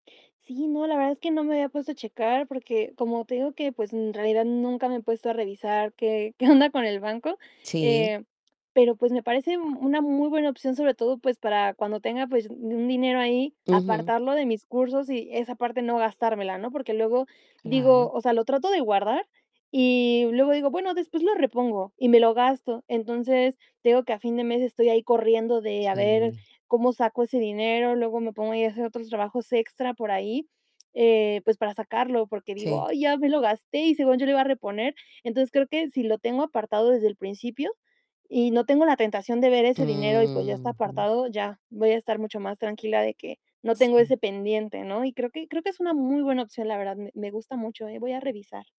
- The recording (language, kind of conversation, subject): Spanish, advice, ¿Cómo te afectan las compras impulsivas en línea que te generan culpa al final del mes?
- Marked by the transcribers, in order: laughing while speaking: "qué onda con el banco"; other background noise; static